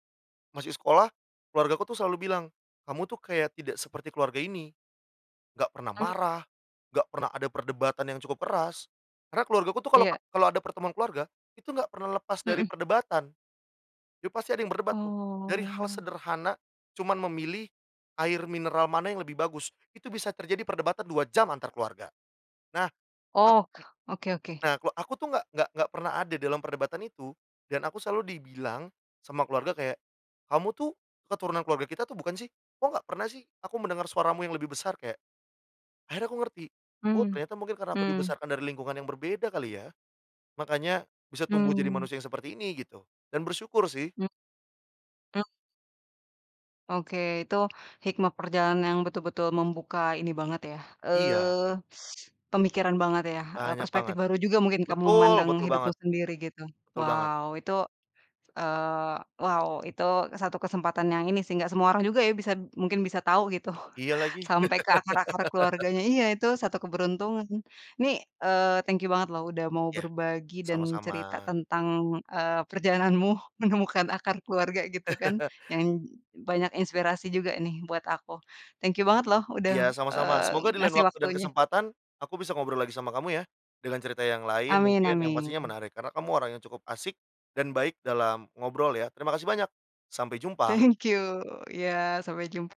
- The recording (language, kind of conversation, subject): Indonesian, podcast, Pernahkah kamu pulang ke kampung untuk menelusuri akar keluargamu?
- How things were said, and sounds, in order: unintelligible speech; tapping; teeth sucking; laugh; laughing while speaking: "perjalananmu"; chuckle; laughing while speaking: "Thank you"; other background noise